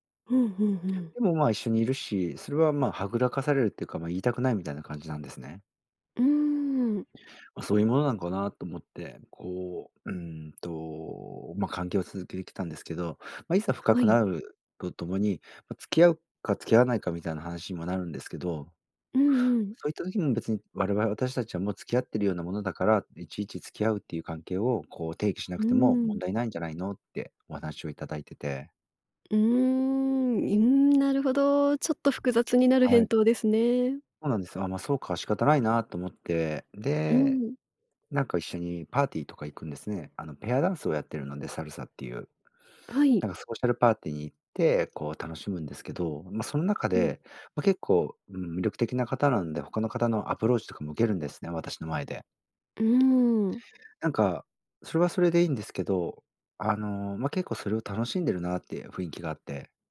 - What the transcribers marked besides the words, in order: none
- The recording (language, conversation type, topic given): Japanese, advice, 冷めた関係をどう戻すか悩んでいる